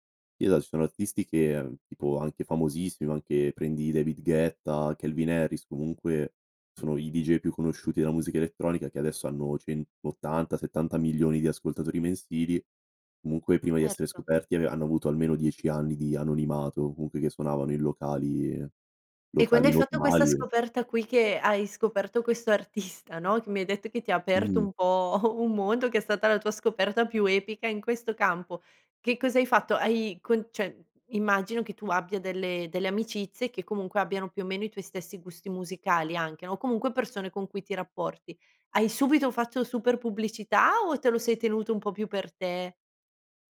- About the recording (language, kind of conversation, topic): Italian, podcast, Come scegli la nuova musica oggi e quali trucchi usi?
- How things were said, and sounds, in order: laughing while speaking: "artista"; chuckle; "cioè" said as "ceh"